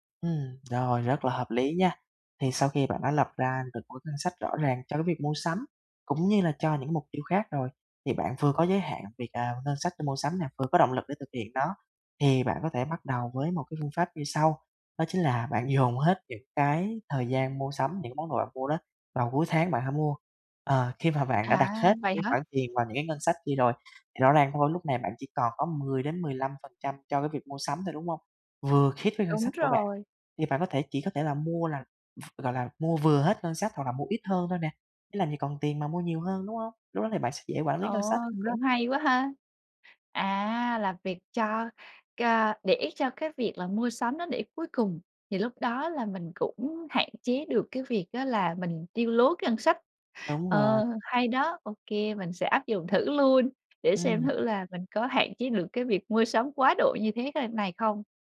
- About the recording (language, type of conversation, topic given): Vietnamese, advice, Làm sao tôi có thể quản lý ngân sách tốt hơn khi mua sắm?
- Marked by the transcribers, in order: tapping; other background noise; other noise